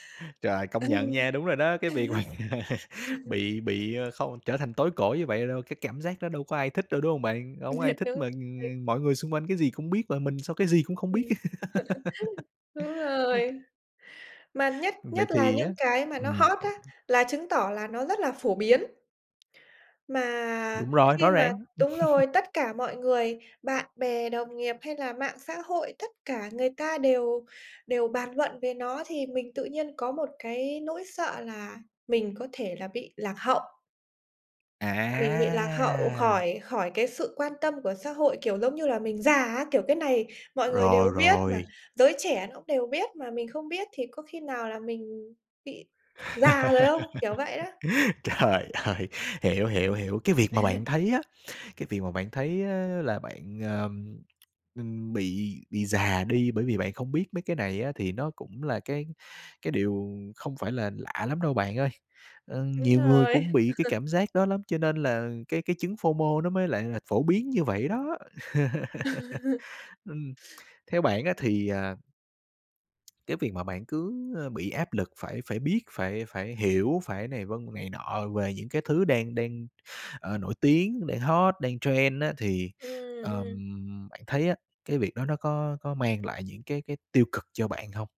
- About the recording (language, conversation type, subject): Vietnamese, podcast, Bạn có cảm thấy áp lực phải theo kịp các bộ phim dài tập đang “hot” không?
- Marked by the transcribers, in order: laugh; tapping; laugh; chuckle; laugh; other background noise; laugh; laugh; laughing while speaking: "Trời ơi"; chuckle; chuckle; in English: "phô mô"; laugh; in English: "trend"